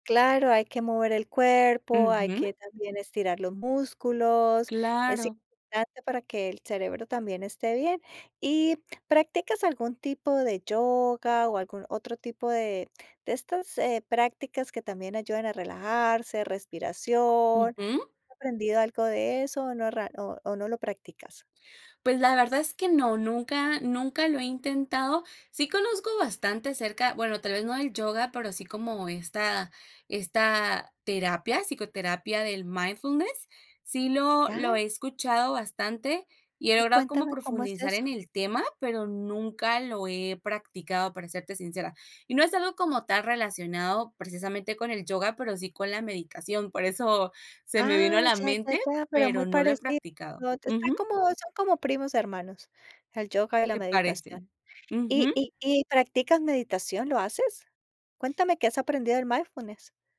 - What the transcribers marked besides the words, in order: other noise
- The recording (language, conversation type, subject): Spanish, podcast, ¿Cómo cuidas tu salud mental en el día a día?